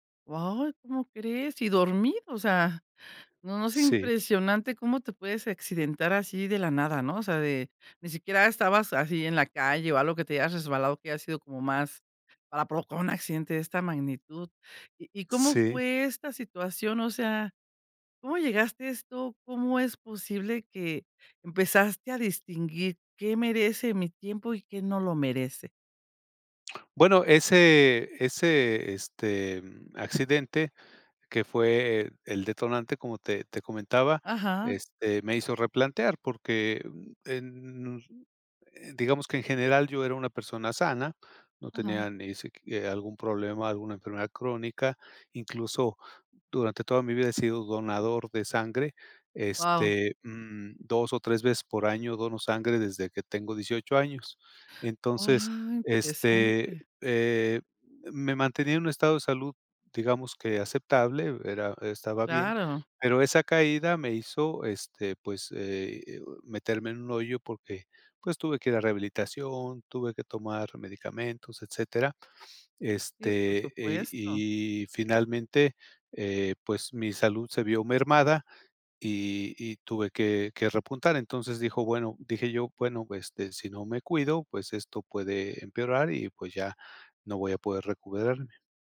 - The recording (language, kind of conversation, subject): Spanish, podcast, ¿Cómo decides qué hábito merece tu tiempo y esfuerzo?
- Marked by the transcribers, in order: other background noise; other noise; "recuperarme" said as "recudedarme"